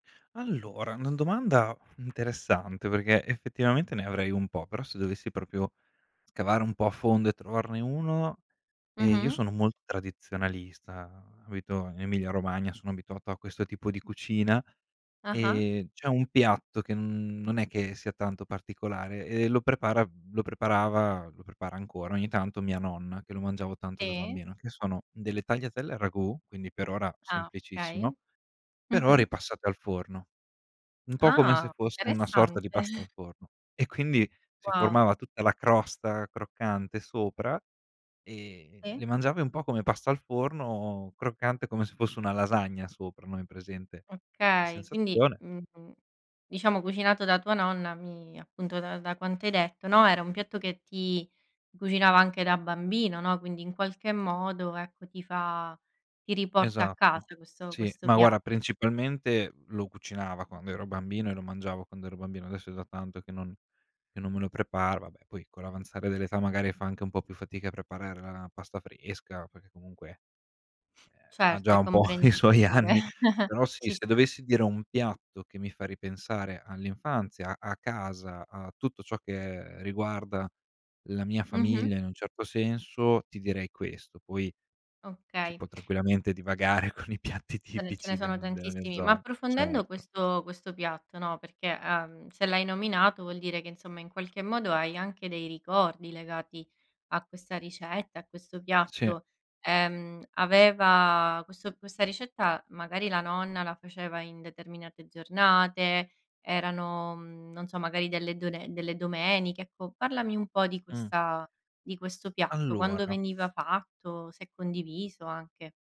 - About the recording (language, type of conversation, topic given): Italian, podcast, Qual è il piatto che ti fa sentire a casa?
- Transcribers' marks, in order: "proprio" said as "propio"; tapping; laughing while speaking: "interessante"; other background noise; "guarda" said as "guara"; laughing while speaking: "comprensibile"; chuckle; laughing while speaking: "po' i suoi anni"; laughing while speaking: "divagare con i piatti tipici"